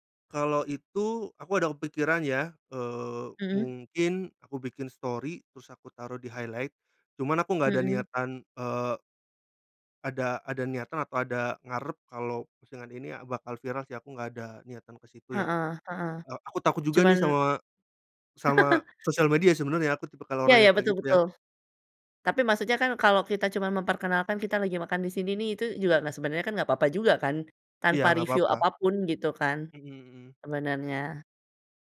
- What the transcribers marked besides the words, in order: in English: "story"; in English: "highlight"; laugh
- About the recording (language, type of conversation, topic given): Indonesian, podcast, Bagaimana cara kamu menemukan warung lokal favorit saat jalan-jalan?